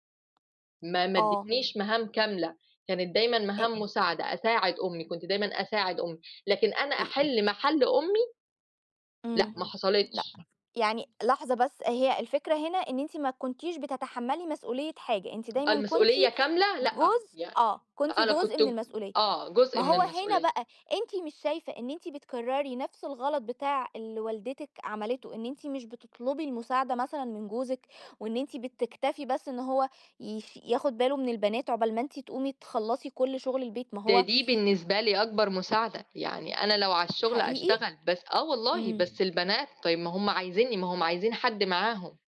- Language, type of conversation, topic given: Arabic, podcast, إزّاي بتقسّموا شغل البيت بين اللي عايشين في البيت؟
- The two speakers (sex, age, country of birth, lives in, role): female, 25-29, Egypt, Egypt, guest; female, 30-34, Egypt, Egypt, host
- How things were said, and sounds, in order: tapping; other noise